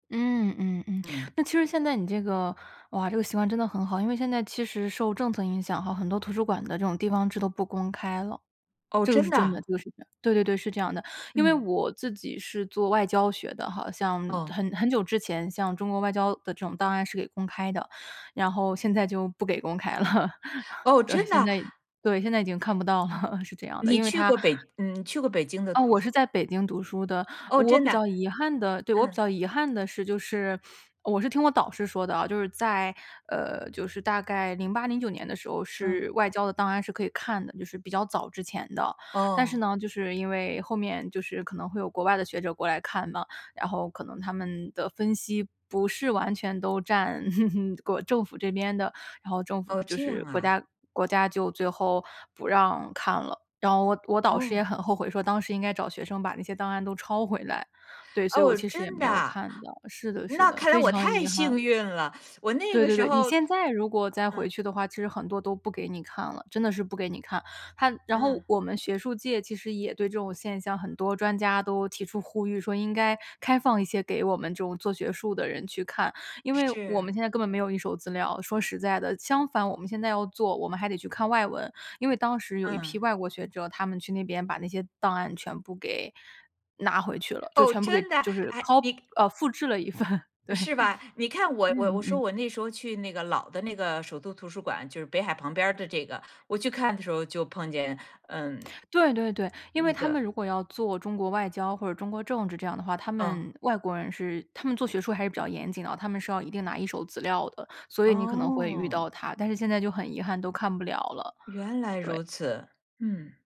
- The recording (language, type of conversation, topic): Chinese, podcast, 你觉得有什么事情值得你用一生去拼搏吗？
- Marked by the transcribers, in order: chuckle; chuckle; chuckle; surprised: "哦，真的"; tapping; in English: "Co"